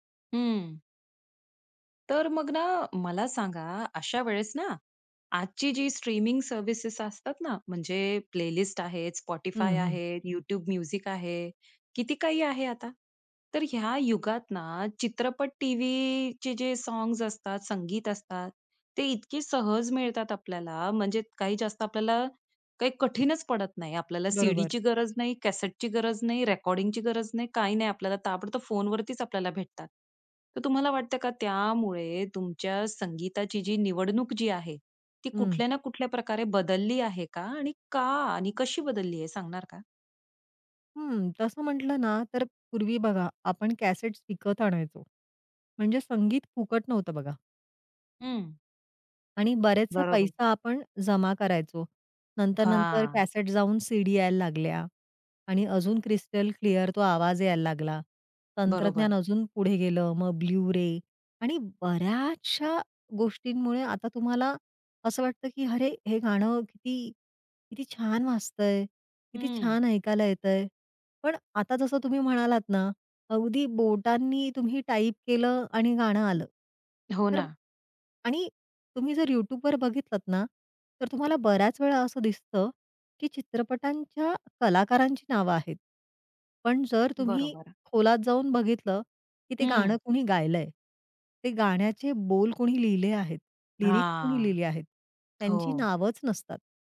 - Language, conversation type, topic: Marathi, podcast, चित्रपट आणि टीव्हीच्या संगीतामुळे तुझ्या संगीत-आवडीत काय बदल झाला?
- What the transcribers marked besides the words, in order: in English: "प्लेलिस्ट"; other background noise; tapping; in English: "क्रिस्टल क्लिअर"